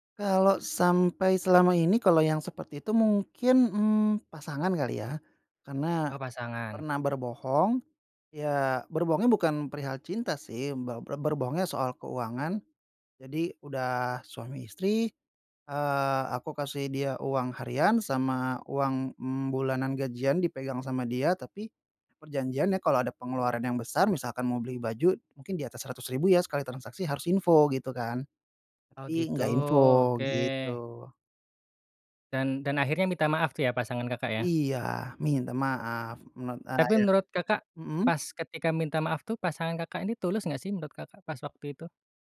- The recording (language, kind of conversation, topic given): Indonesian, podcast, Bentuk permintaan maaf seperti apa yang menurutmu terasa tulus?
- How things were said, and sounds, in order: none